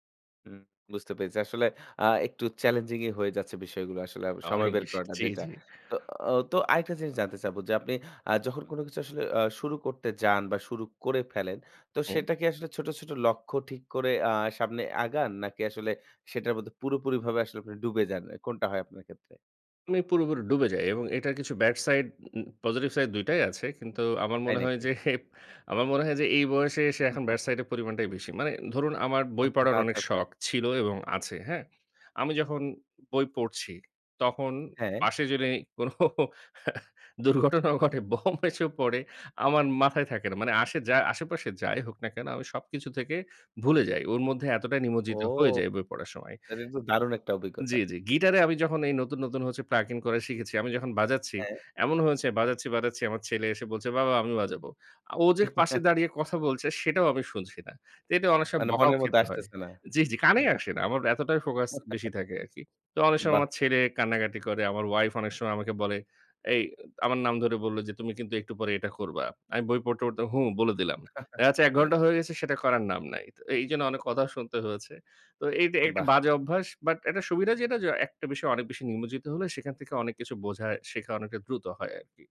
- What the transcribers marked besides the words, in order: "পেরেছি" said as "পেরেচি"; tapping; laughing while speaking: "জি, জি"; other background noise; laughing while speaking: "যে"; chuckle; laughing while speaking: "অহ, আচ্ছা, আচ্ছা"; laughing while speaking: "কোনো দুর্ঘটনাও ঘটে, বম এসেও পড়ে, আমার মাথায় থাকে না"; chuckle; chuckle; chuckle
- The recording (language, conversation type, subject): Bengali, podcast, নতুন কোনো শখ শুরু করতে চাইলে তুমি সাধারণত কোথা থেকে শুরু করো?